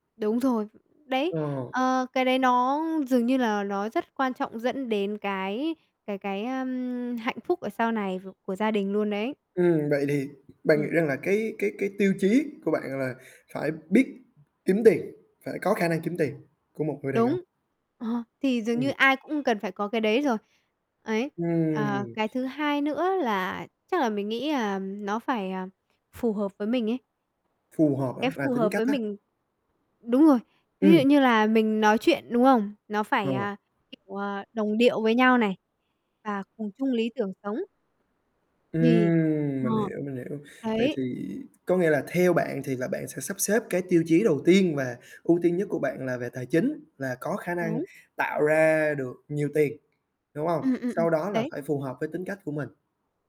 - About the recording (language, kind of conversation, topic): Vietnamese, podcast, Bạn chọn bạn đời dựa trên những tiêu chí nào?
- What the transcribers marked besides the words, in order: other background noise; static; tapping; horn; distorted speech